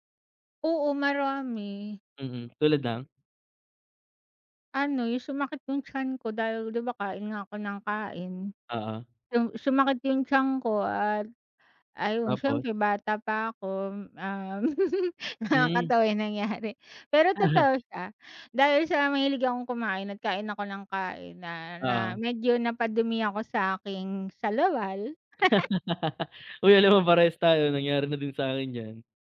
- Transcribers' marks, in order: tapping; chuckle; laughing while speaking: "nakakatawa yung nangyari"; laugh
- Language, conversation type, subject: Filipino, unstructured, Paano mo ikinukumpara ang pag-aaral sa internet at ang harapang pag-aaral, at ano ang pinakamahalagang natutuhan mo sa paaralan?